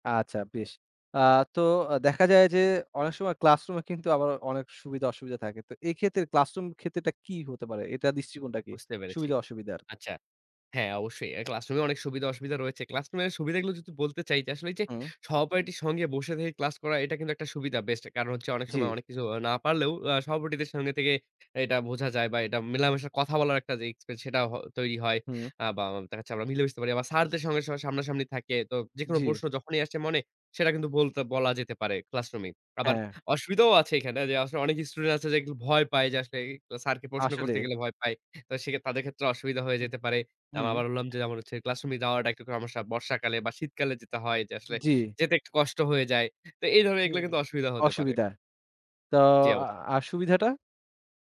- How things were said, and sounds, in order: "পেরেছি" said as "পেরেচি"; other background noise; "আচ্ছা" said as "আচ্চা"; in English: "এক্সপেন্স"; "experience" said as "এক্সপেন্স"; "এগুলো" said as "এগ্লা"; other noise
- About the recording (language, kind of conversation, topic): Bengali, podcast, অনলাইন শেখা আর শ্রেণিকক্ষের পাঠদানের মধ্যে পার্থক্য সম্পর্কে আপনার কী মত?